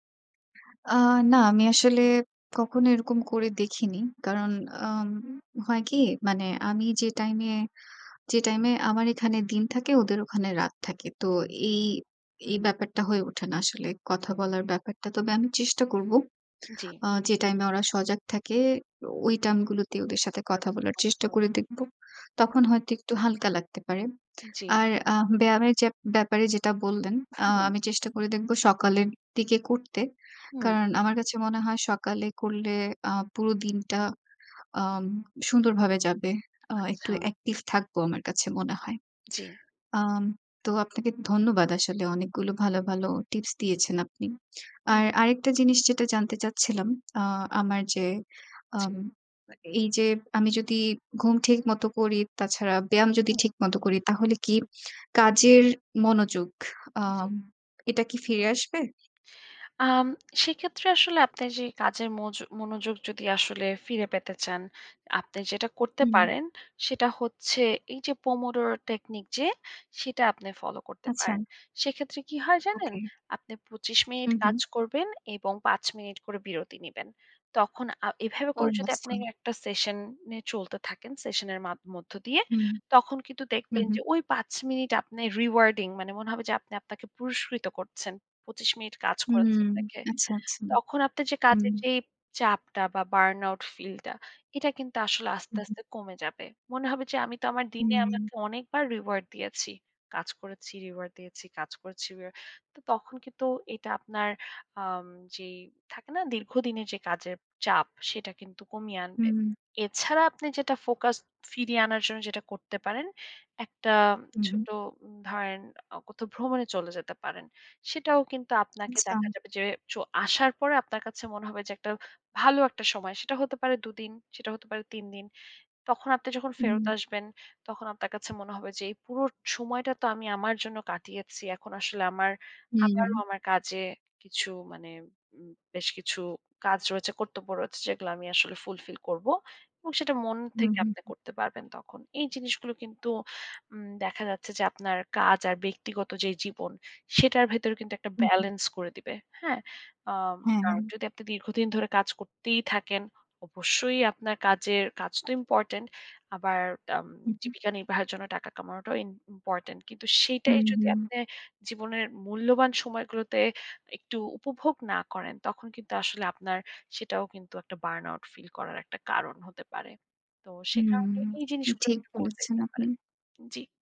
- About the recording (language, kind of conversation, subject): Bengali, advice, দীর্ঘদিন কাজের চাপের কারণে কি আপনি মানসিক ও শারীরিকভাবে অতিরিক্ত ক্লান্তি অনুভব করছেন?
- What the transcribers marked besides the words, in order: "টাইম" said as "টাম"; unintelligible speech; unintelligible speech; in Italian: "পোমোডরো"; "আচ্ছা" said as "মাচ্ছা"; in English: "রিওয়ার্ডিং"; in English: "বার্নআউট ফিল"; in English: "রিওয়ার্ড"; in English: "রিওয়ার্ড"; tapping; in English: "ফুলফিল"; in English: "বার্নআউট ফিল"